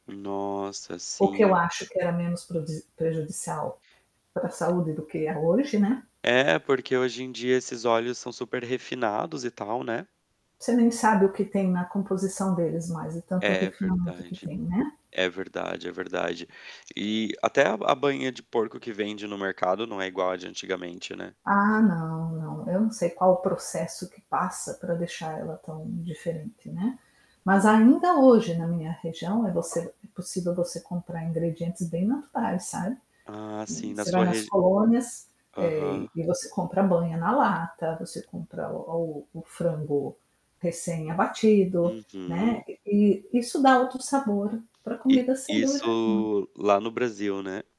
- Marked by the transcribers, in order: static; tapping; other background noise; distorted speech
- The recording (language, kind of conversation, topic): Portuguese, unstructured, Há alguma comida que te faça lembrar da sua casa de infância?